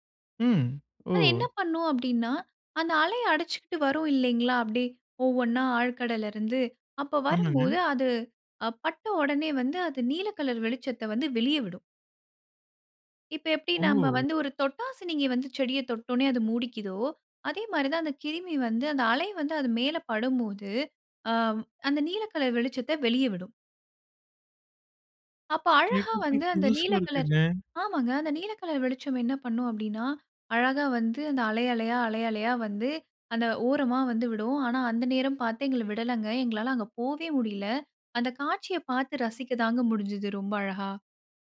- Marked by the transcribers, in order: none
- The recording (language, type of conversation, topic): Tamil, podcast, உங்களின் கடற்கரை நினைவொன்றை பகிர முடியுமா?